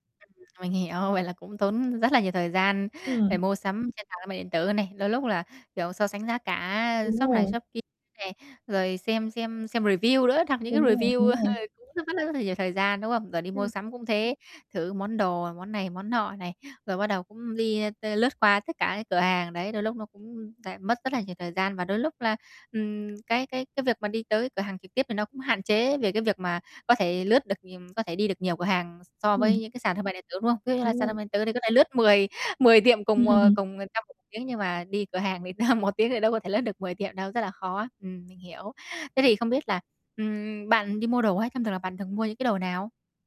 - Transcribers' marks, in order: distorted speech; other background noise; in English: "review"; in English: "review"; chuckle; tapping; chuckle; chuckle
- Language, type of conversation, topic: Vietnamese, advice, Làm sao để mua sắm mà không tốn quá nhiều thời gian?